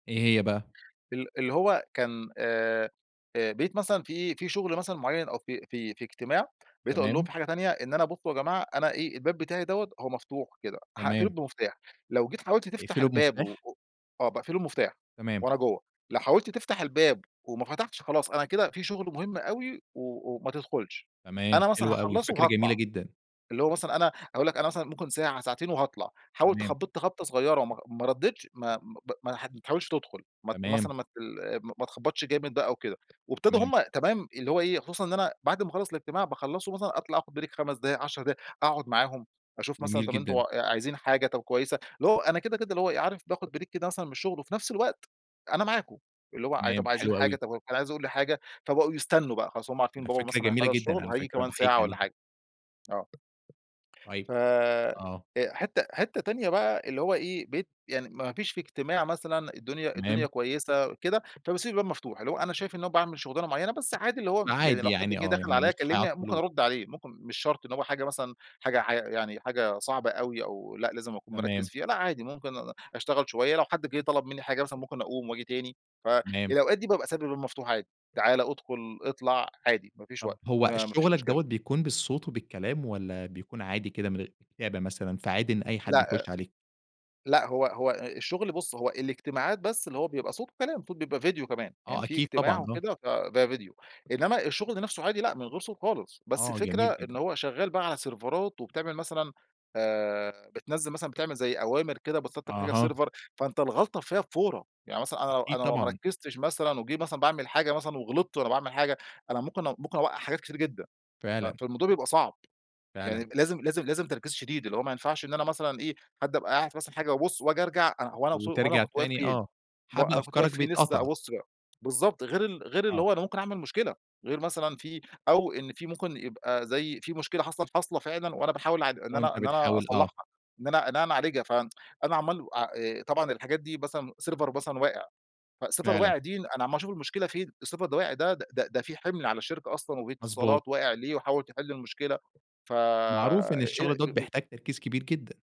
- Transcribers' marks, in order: in English: "Break"; in English: "Break"; tapping; in English: "سيرفرات"; in English: "بت Setup"; in English: "Server"; tsk; in English: "Server"; in English: "فServer"; in English: "ال Server"; unintelligible speech
- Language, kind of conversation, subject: Arabic, podcast, كيف بتتعامل مع مقاطعات الأولاد وإنت شغال؟